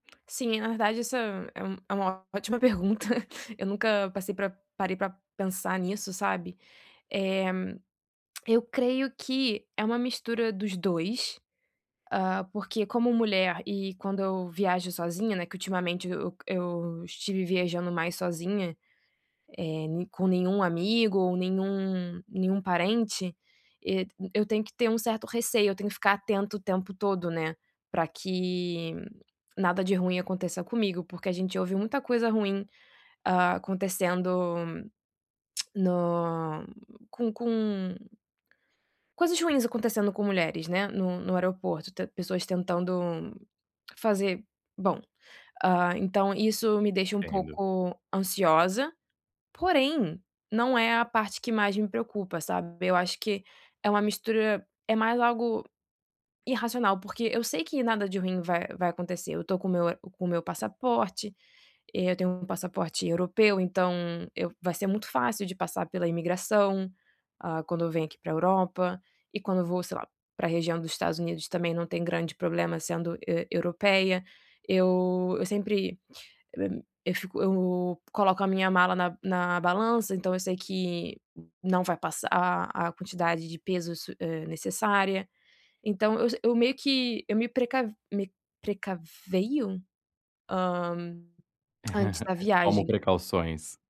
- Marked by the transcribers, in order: laughing while speaking: "pergunta"; tongue click; tapping; tongue click; other background noise; unintelligible speech; tongue click; chuckle
- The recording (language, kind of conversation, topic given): Portuguese, advice, Como posso lidar com a ansiedade ao explorar lugares novos e desconhecidos?